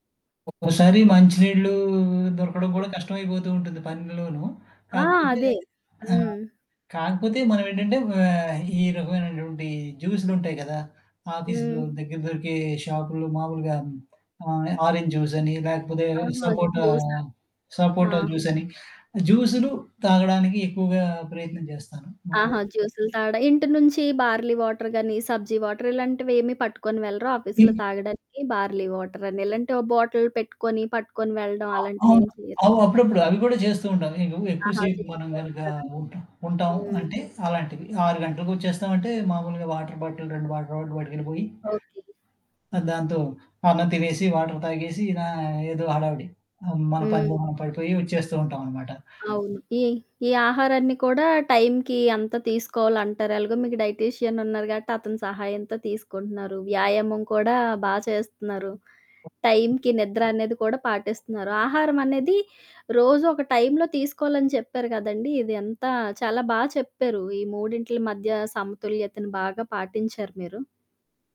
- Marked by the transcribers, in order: static; other background noise; in English: "ఆఫీసులో"; in English: "ఆరెంజ్ జ్యూస్"; in English: "బార్లీ వాటర్"; in English: "వాటర్"; in English: "ఆఫీస్‌లో"; in English: "బార్లీ వాటర్"; in English: "బాటిల్"; in English: "వాటర్ బాటిల్"; in English: "వాటర్ బాటిల్"; in English: "వాటర్"; in English: "డైటీషియన్"
- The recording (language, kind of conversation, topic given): Telugu, podcast, ఆహారం, వ్యాయామం, నిద్ర విషయంలో సమతుల్యత సాధించడం అంటే మీకు ఏమిటి?